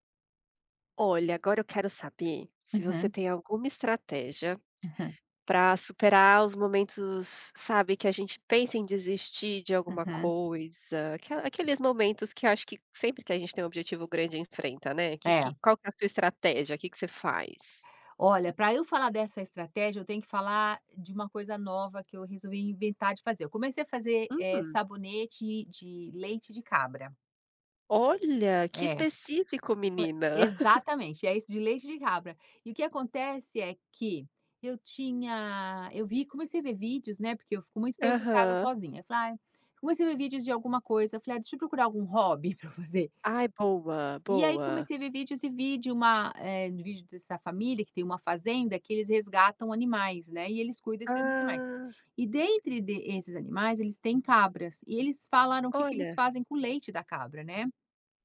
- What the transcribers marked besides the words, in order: tapping; other background noise; chuckle
- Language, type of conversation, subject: Portuguese, unstructured, Como enfrentar momentos de fracasso sem desistir?